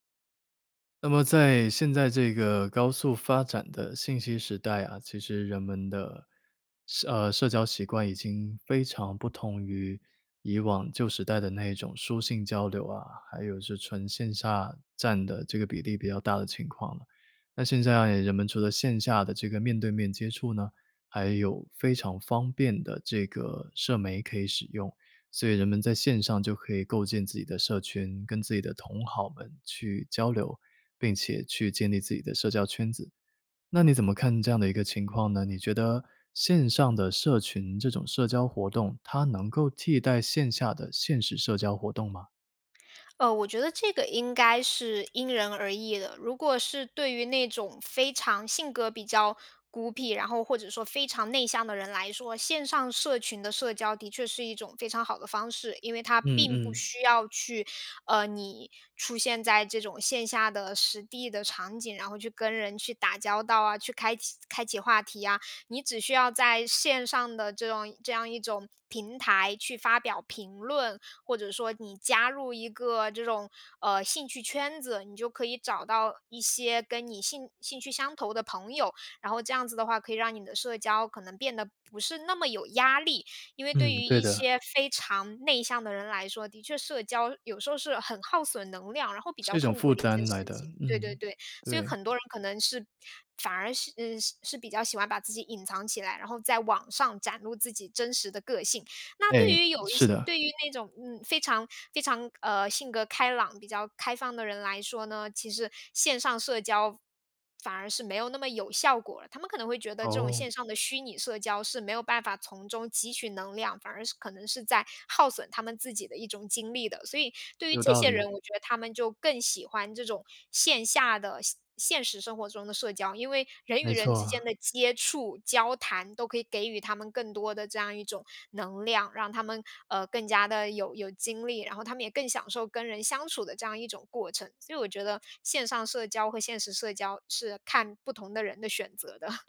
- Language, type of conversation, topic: Chinese, podcast, 线上社群能替代现实社交吗？
- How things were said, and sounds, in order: inhale; laughing while speaking: "的"